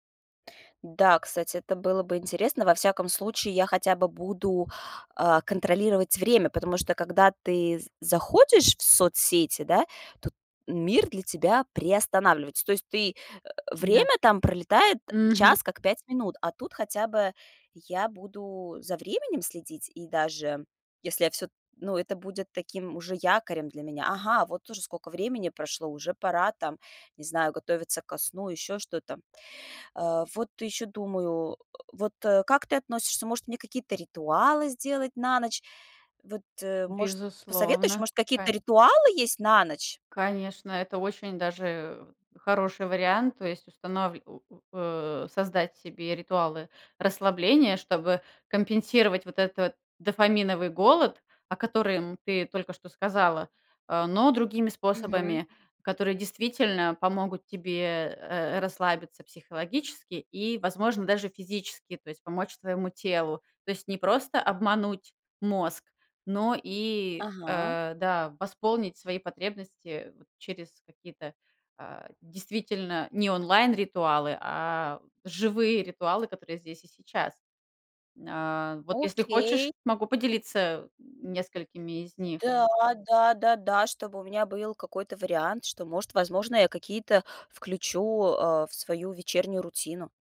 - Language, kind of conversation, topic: Russian, advice, Мешают ли вам гаджеты и свет экрана по вечерам расслабиться и заснуть?
- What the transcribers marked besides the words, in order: alarm